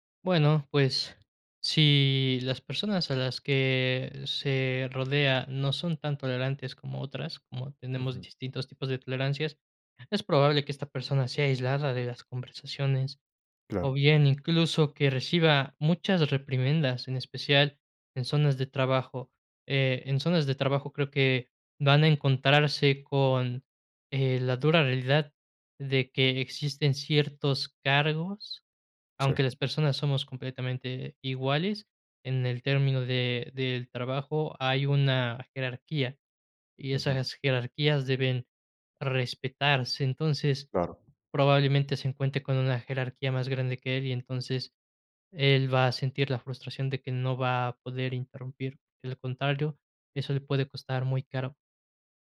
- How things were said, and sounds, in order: none
- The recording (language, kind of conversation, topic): Spanish, podcast, ¿Cómo lidias con alguien que te interrumpe constantemente?